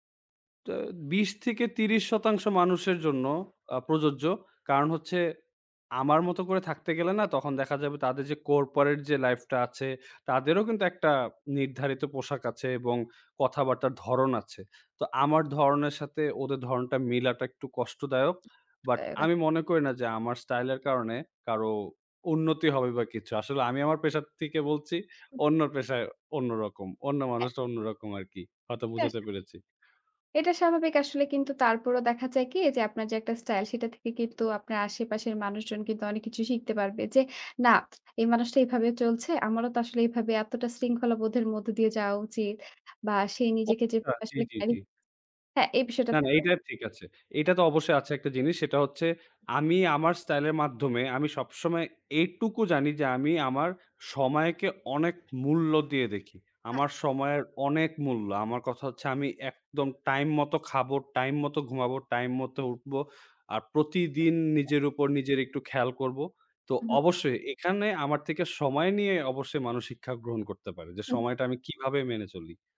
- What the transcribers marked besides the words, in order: other background noise; tapping; unintelligible speech; unintelligible speech; unintelligible speech
- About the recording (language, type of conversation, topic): Bengali, podcast, কোন অভিজ্ঞতা তোমার ব্যক্তিগত স্টাইল গড়তে সবচেয়ে বড় ভূমিকা রেখেছে?